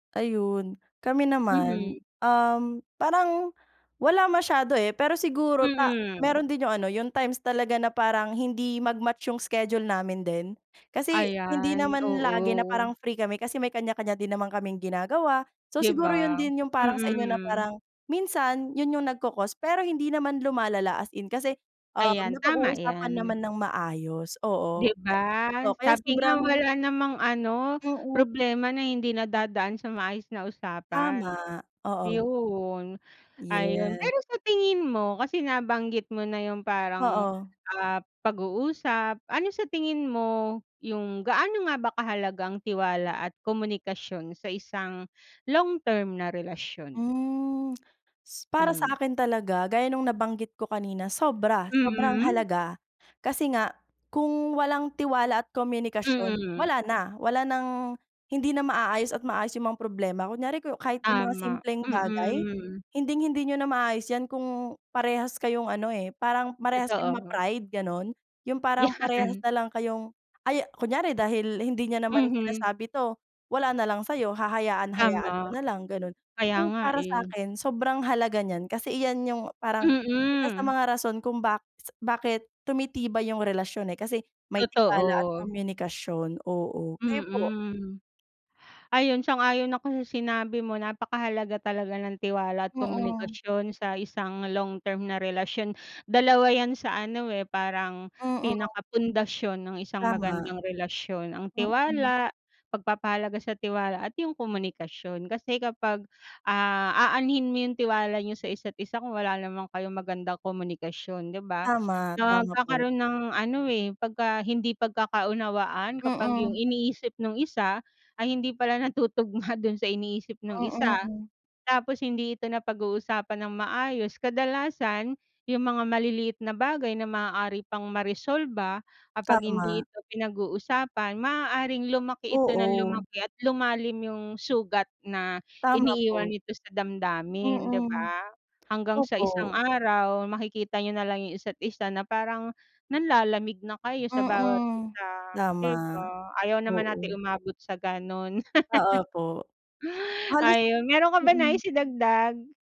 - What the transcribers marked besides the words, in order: lip smack; laughing while speaking: "'Yan"; laughing while speaking: "natutugma"; laugh
- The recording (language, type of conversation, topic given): Filipino, unstructured, Paano mo ilalarawan ang ideal na relasyon para sa iyo, at ano ang pinakamahalagang bagay sa isang romantikong relasyon?